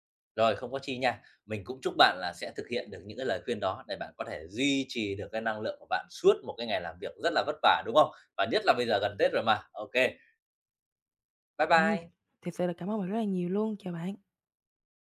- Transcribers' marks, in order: other background noise; tapping
- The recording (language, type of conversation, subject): Vietnamese, advice, Làm thế nào để duy trì năng lượng suốt cả ngày mà không cảm thấy mệt mỏi?
- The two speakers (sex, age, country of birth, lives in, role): female, 18-19, Vietnam, Vietnam, user; male, 30-34, Vietnam, Vietnam, advisor